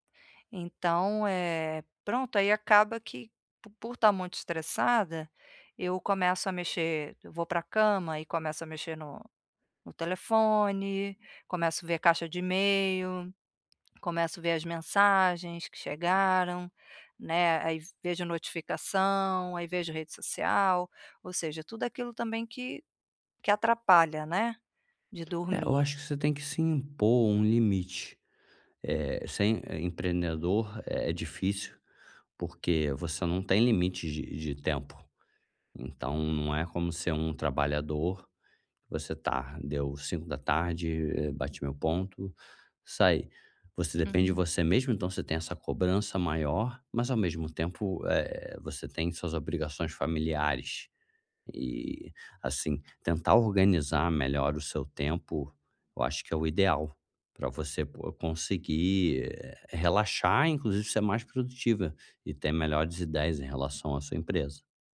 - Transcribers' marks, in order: none
- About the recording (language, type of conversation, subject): Portuguese, advice, Como é a sua rotina relaxante antes de dormir?